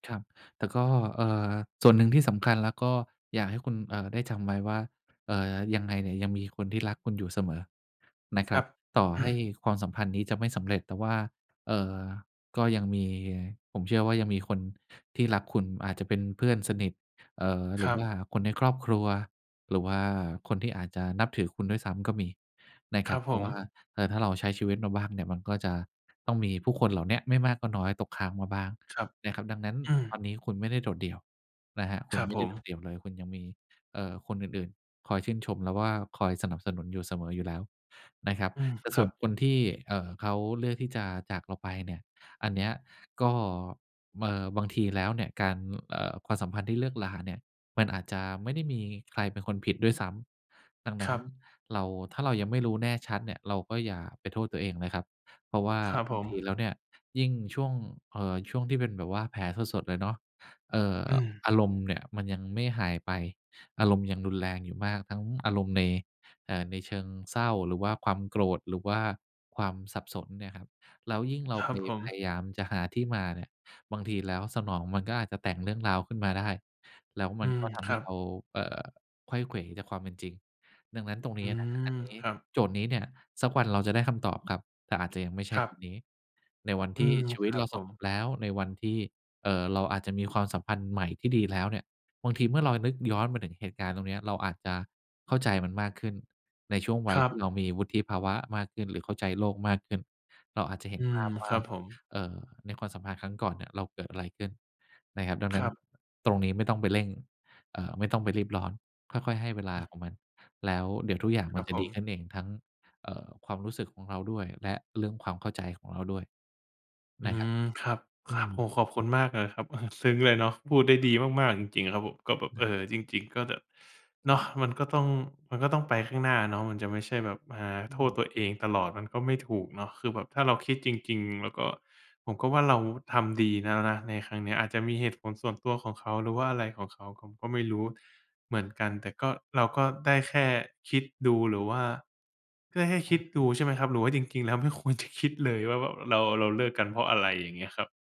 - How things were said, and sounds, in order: chuckle; other background noise; laughing while speaking: "ไม่ควรจะคิดเลย"
- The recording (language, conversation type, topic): Thai, advice, คำถามภาษาไทยเกี่ยวกับการค้นหาความหมายชีวิตหลังเลิกกับแฟน